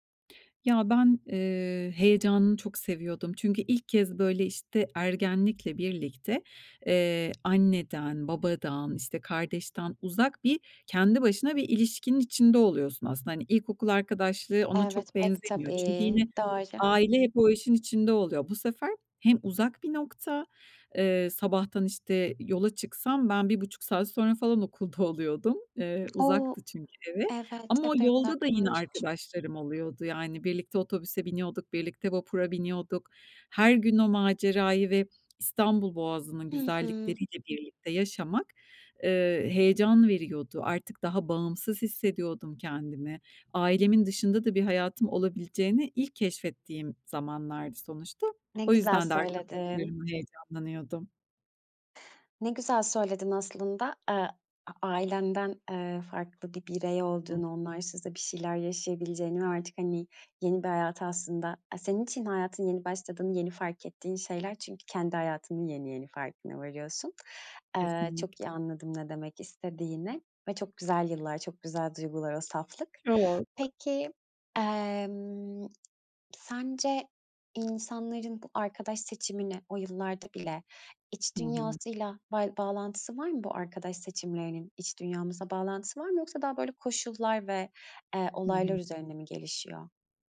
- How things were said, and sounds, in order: tapping; other background noise
- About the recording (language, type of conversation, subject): Turkish, podcast, Uzun süren arkadaşlıkları nasıl canlı tutarsın?